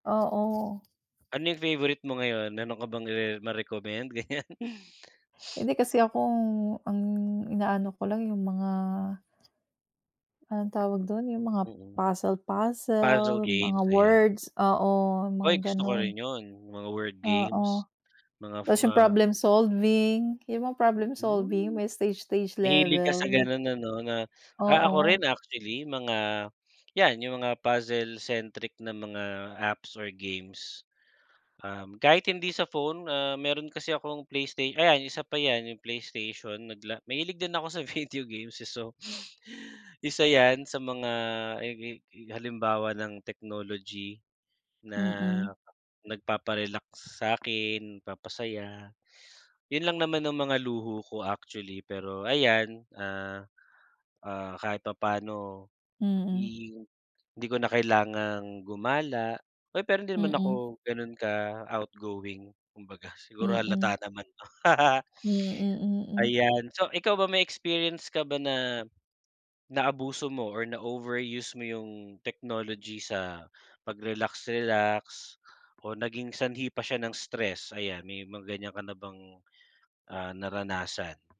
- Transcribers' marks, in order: other background noise; tapping; laugh
- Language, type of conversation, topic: Filipino, unstructured, Ano ang paborito mong paraan para magpahinga at makapagpawala ng stress gamit ang teknolohiya?